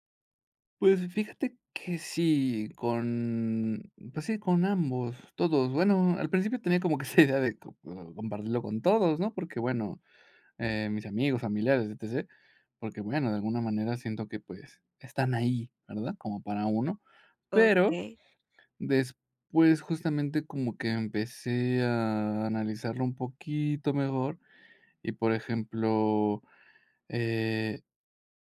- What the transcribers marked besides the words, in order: giggle
- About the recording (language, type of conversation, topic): Spanish, advice, ¿Cómo puedo compartir mis logros sin parecer que presumo?